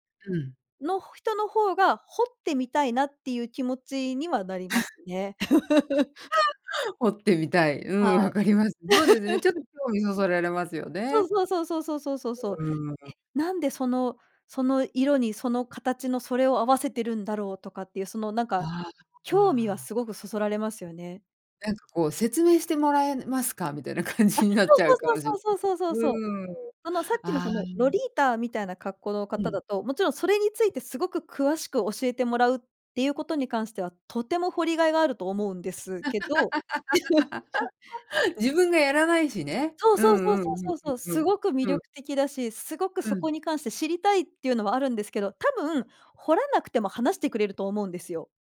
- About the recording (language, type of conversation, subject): Japanese, podcast, 共通点を見つけるためには、どのように会話を始めればよいですか?
- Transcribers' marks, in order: laugh; laugh; laughing while speaking: "感じになっちゃうかもしん"; laugh